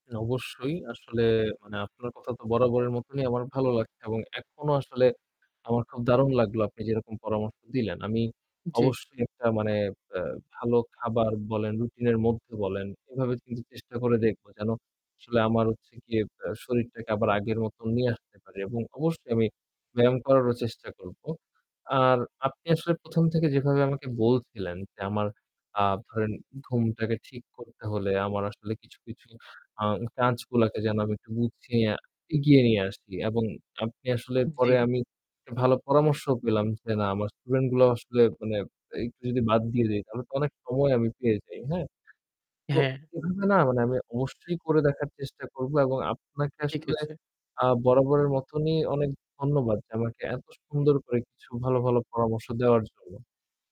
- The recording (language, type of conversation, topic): Bengali, advice, রাতে ঘুম না হওয়া ও ক্রমাগত চিন্তা আপনাকে কীভাবে প্রভাবিত করছে?
- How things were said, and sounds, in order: static; distorted speech